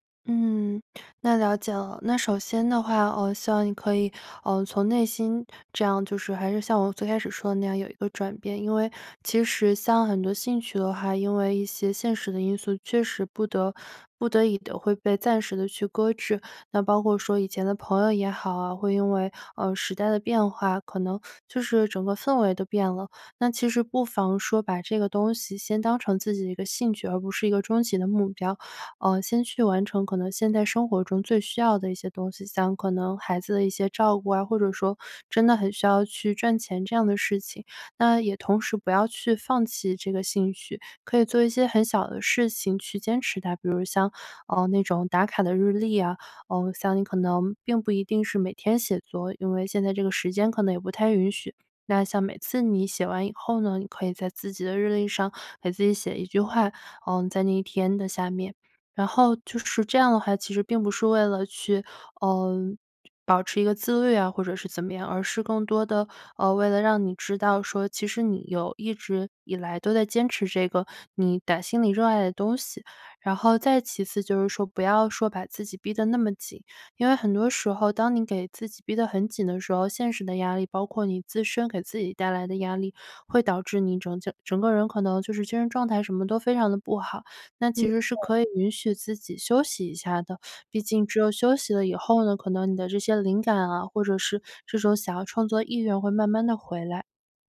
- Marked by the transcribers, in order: none
- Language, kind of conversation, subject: Chinese, advice, 如何表达对长期目标失去动力与坚持困难的感受